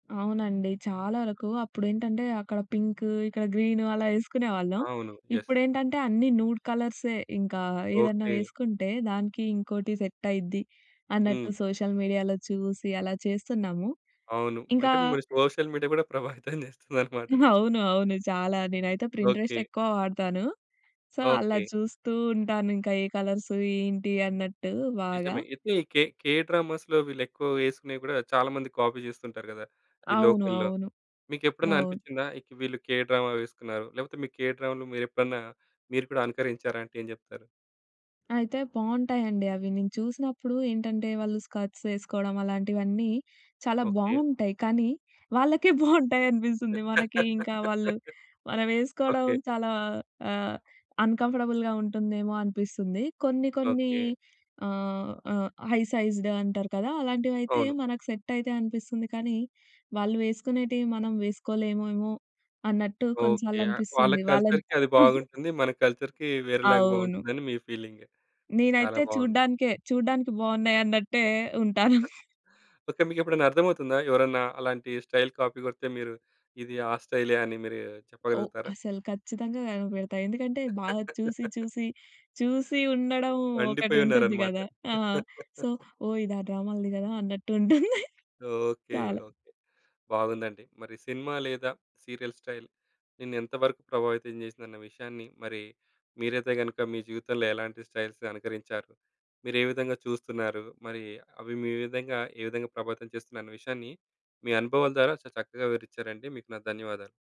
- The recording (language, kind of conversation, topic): Telugu, podcast, సినిమా లేదా సీరియల్ స్టైల్ నిన్ను ఎంత ప్రభావితం చేసింది?
- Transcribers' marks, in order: in English: "యెస్"; in English: "నూడ్"; in English: "సెట్"; in English: "సోషల్ మీడియాలో"; in English: "సోషల్ మీడియా"; other background noise; laughing while speaking: "ప్రభావితం చేస్తుందన్నమాట"; laughing while speaking: "అవును, అవును"; in English: "పిన్‌ట్రెస్ట్"; in English: "సో"; in English: "కే కే డ్రామాస్‌లో"; in English: "కాపీ"; in English: "కే డ్రామా"; in English: "స్కర్ట్స్"; laughing while speaking: "వాళ్ళకే బాగుంటాయనిపిస్తుంది"; laugh; in English: "అన్‌కంఫర్టబుల్‌గా"; in English: "హై సైజ్డ్"; in English: "కల్చర్‌కి"; chuckle; in English: "కల్చర్‌కి"; tapping; laughing while speaking: "ఉంటాను"; chuckle; in English: "స్టైల్ కాపీ"; laugh; in English: "సో"; laugh; laughing while speaking: "అన్నట్టుంటుంది"; in English: "సీరియల్ స్టైల్"; in English: "స్టైల్స్‌ని"